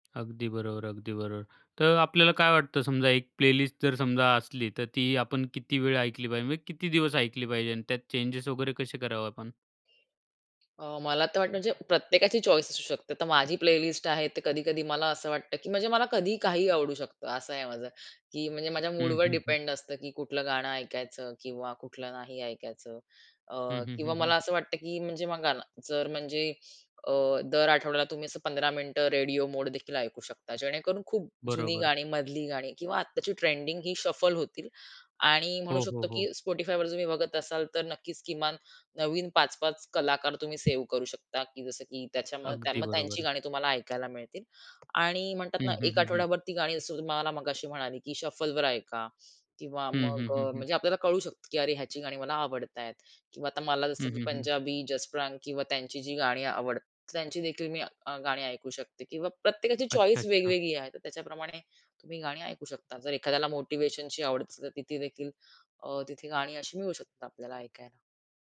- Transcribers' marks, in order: tapping; in English: "प्लेलिस्ट"; in English: "चॉईस"; in English: "प्लेलिस्ट"; in English: "शफल"; other background noise; in English: "शफलवर"; in English: "चॉईस"
- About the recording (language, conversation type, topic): Marathi, podcast, अल्गोरिदमच्या शिफारशींमुळे तुला किती नवी गाणी सापडली?